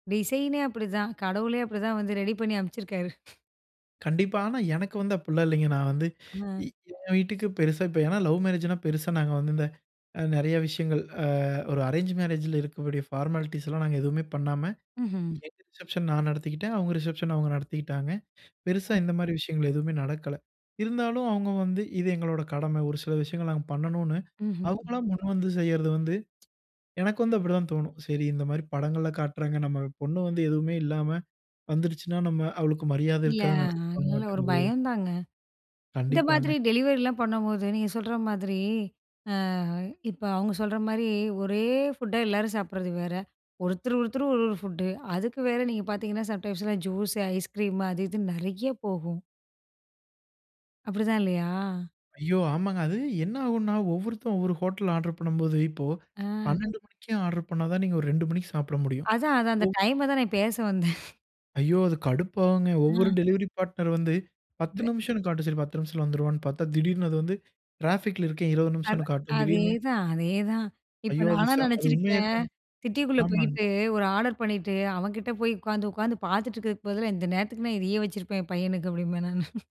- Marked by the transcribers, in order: in English: "டிசைனே"; tapping; in English: "லவ் மேரேஜ்ன்னா"; in English: "அரேஞ்சு மேரேஜ்ல"; in English: "பார்மாலிட்டீஸ்லாம்"; in English: "ரிசப்ஷன்"; in English: "ரிசப்ஷன்"; other noise; other background noise; in English: "டெலிவரிலாம்"; in English: "ஃபுட்டா"; in English: "ஃபுட்டு"; in English: "சம்டைம்ஸ்லாம்"; laughing while speaking: "பேச வந்தேன்"; in English: "டெலிவரி பார்ட்னர்"; in English: "டிராபிக்ல"; in English: "சிட்டிக்குள்ள"; laughing while speaking: "நானு"
- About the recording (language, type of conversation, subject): Tamil, podcast, உணவு டெலிவரி சேவைகள் உங்கள் நாள் திட்டத்தை எப்படி பாதித்தன?